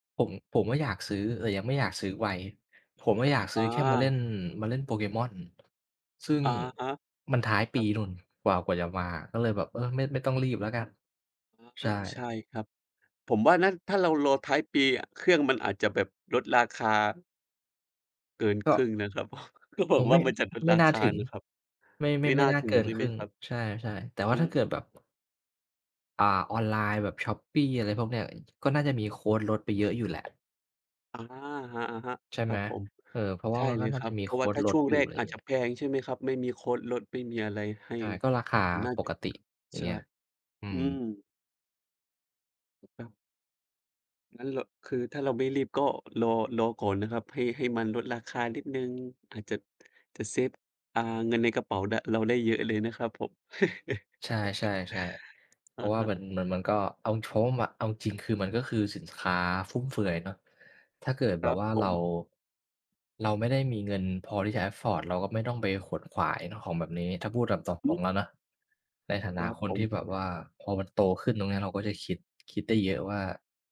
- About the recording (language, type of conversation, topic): Thai, unstructured, งานอดิเรกอะไรช่วยให้คุณรู้สึกผ่อนคลาย?
- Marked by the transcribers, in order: tapping; other background noise; chuckle; in English: "Afford"